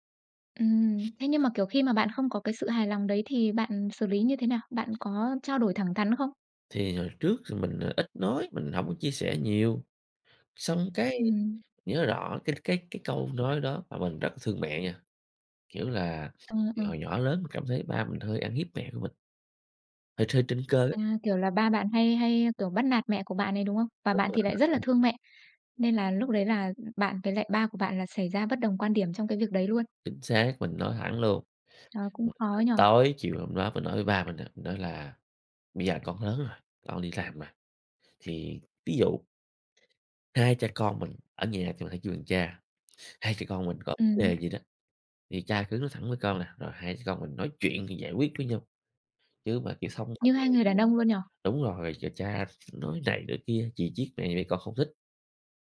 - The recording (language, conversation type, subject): Vietnamese, podcast, Bạn có kinh nghiệm nào về việc hàn gắn lại một mối quan hệ gia đình bị rạn nứt không?
- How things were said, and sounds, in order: other background noise; tapping; unintelligible speech